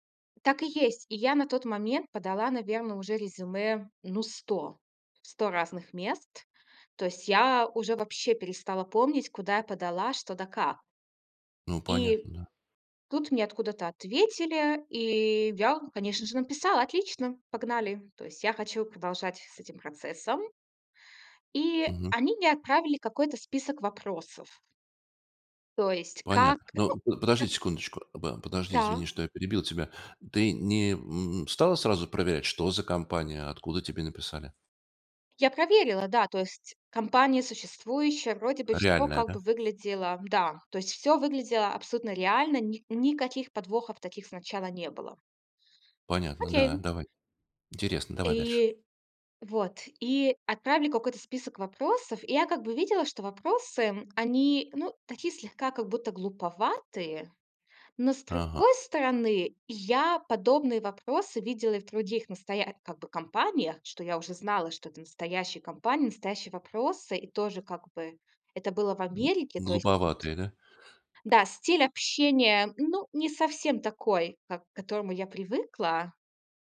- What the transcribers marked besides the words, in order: none
- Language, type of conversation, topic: Russian, podcast, Как ты проверяешь новости в интернете и где ищешь правду?